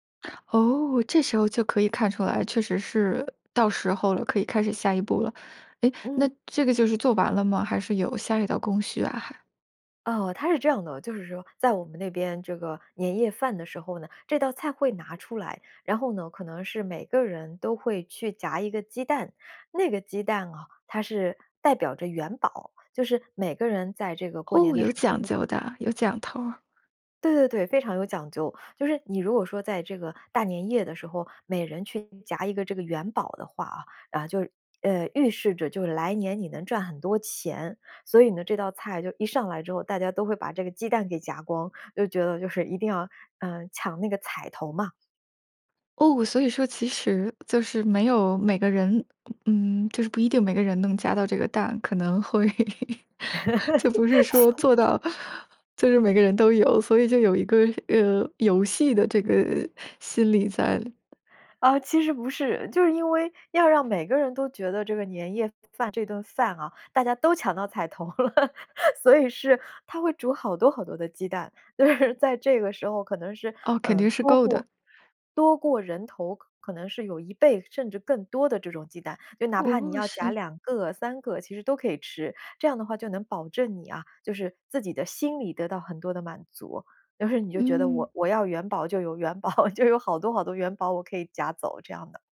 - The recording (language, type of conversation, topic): Chinese, podcast, 你眼中最能代表家乡味道的那道菜是什么？
- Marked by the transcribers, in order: other noise; tapping; laugh; laughing while speaking: "会"; laugh; other background noise; laughing while speaking: "了"; laugh; laughing while speaking: "就是"; laughing while speaking: "元宝，就有"